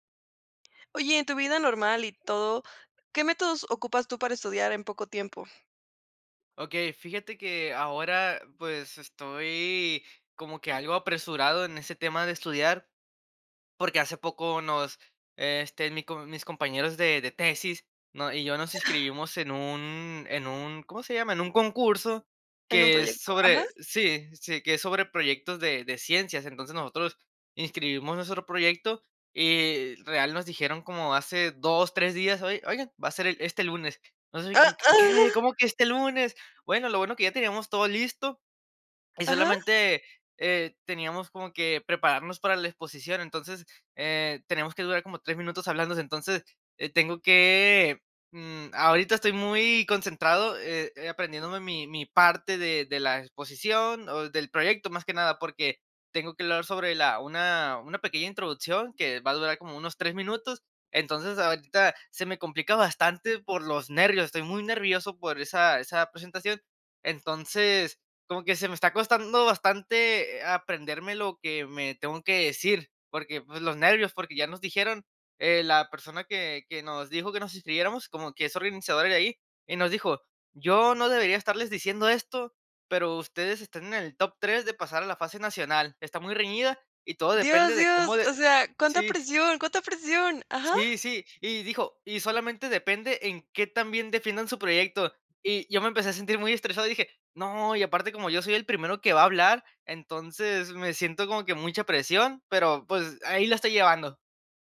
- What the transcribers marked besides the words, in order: other noise; tapping
- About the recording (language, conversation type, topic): Spanish, podcast, ¿Qué métodos usas para estudiar cuando tienes poco tiempo?